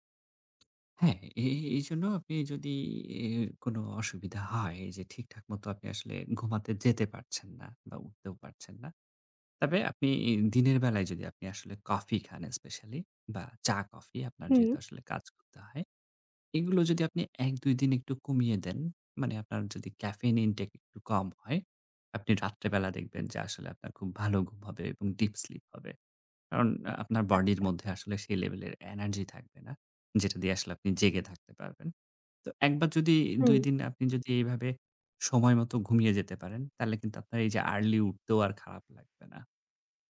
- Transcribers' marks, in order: other background noise
- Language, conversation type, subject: Bengali, advice, দৈনন্দিন রুটিনে আগ্রহ হারানো ও লক্ষ্য স্পষ্ট না থাকা